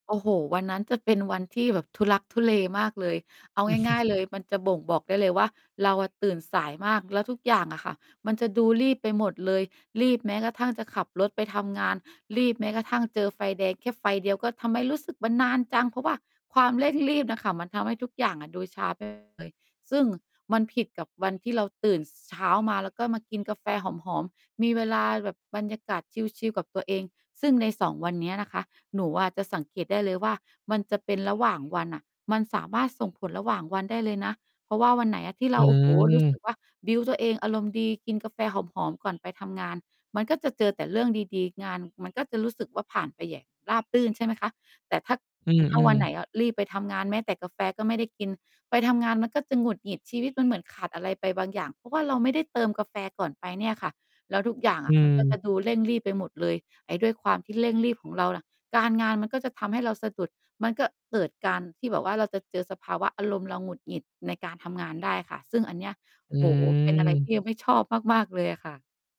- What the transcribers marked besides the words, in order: chuckle; laughing while speaking: "เร่งรีบ"; distorted speech; in English: "บิลด์"
- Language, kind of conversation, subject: Thai, podcast, ทุกเช้า มีเรื่องเล็กๆ อะไรบ้างที่ทำให้คุณอยากลุกจากเตียงไปทำงาน?